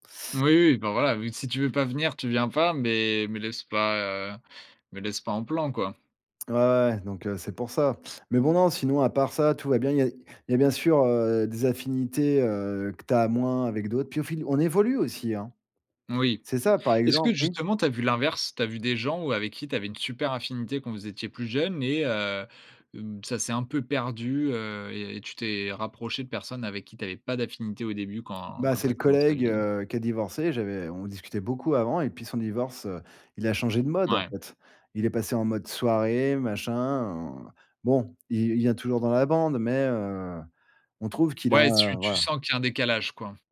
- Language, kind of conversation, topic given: French, podcast, Comment as-tu trouvé ta tribu pour la première fois ?
- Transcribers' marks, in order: drawn out: "en"